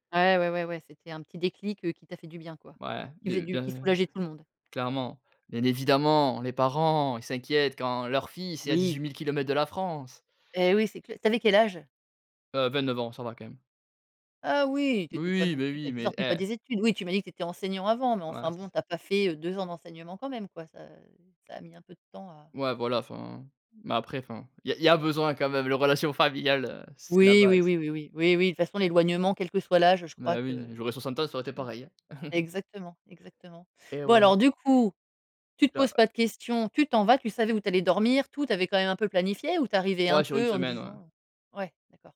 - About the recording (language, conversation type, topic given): French, podcast, Quelle décision prise sur un coup de tête s’est révélée gagnante ?
- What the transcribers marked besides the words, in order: chuckle